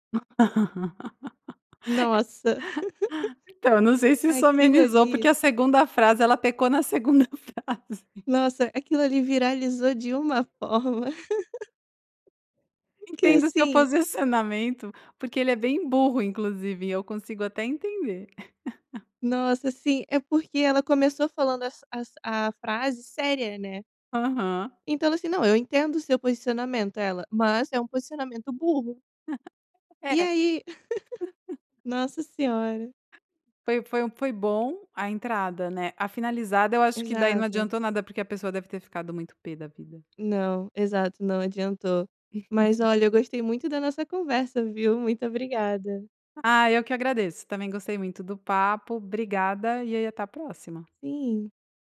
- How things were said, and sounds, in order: laugh; laugh; laughing while speaking: "segunda frase"; laugh; laugh; chuckle; laugh; chuckle; tapping; chuckle
- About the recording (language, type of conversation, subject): Portuguese, podcast, Como você costuma discordar sem esquentar a situação?